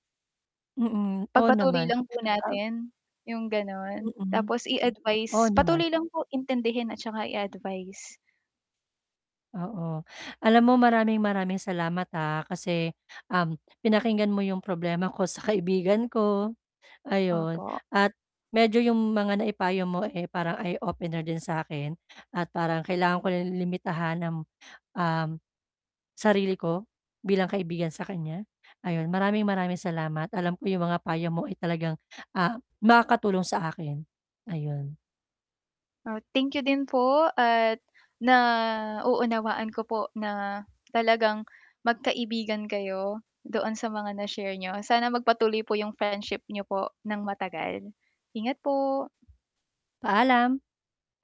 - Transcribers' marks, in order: static; unintelligible speech; distorted speech; tapping
- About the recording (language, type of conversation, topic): Filipino, advice, Paano ako makikipag-usap nang malinaw at tapat nang hindi nakakasakit?